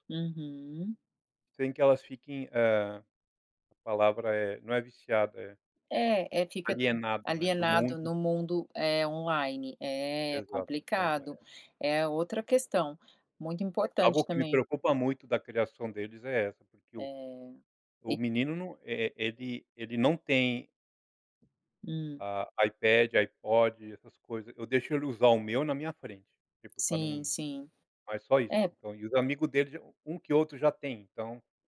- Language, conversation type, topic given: Portuguese, podcast, Você se sente mais conectado online ou pessoalmente?
- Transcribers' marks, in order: tapping